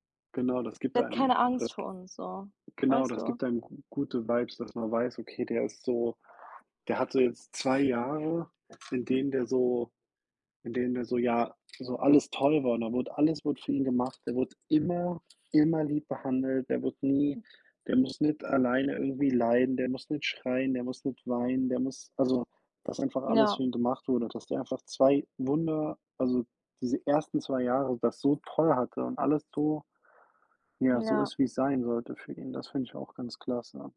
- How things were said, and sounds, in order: tapping; other background noise
- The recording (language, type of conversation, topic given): German, unstructured, Was macht dich an dir selbst besonders stolz?
- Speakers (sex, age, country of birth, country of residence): female, 25-29, Germany, United States; male, 30-34, Germany, United States